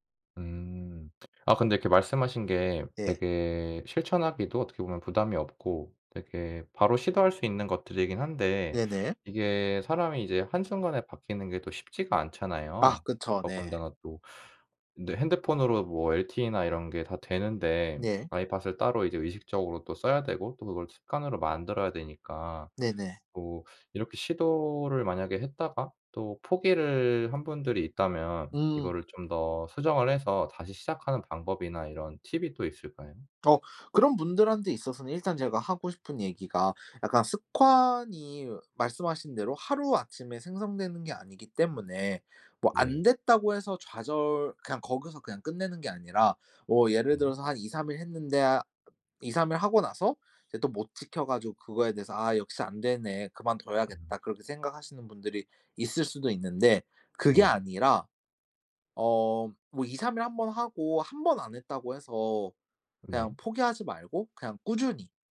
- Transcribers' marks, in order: other background noise
- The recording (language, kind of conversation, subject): Korean, podcast, 휴대폰 사용하는 습관을 줄이려면 어떻게 하면 좋을까요?